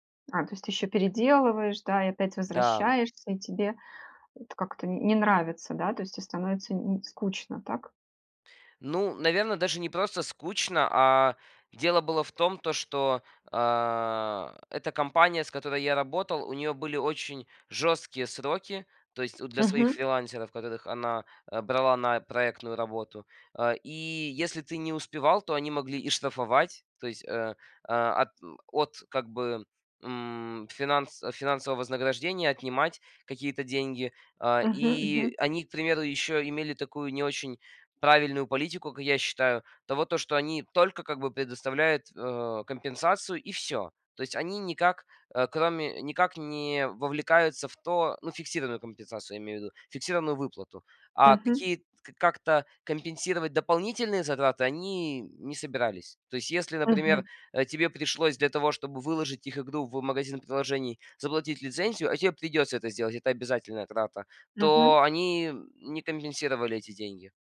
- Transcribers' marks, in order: other background noise
- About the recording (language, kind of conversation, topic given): Russian, podcast, Как не потерять интерес к работе со временем?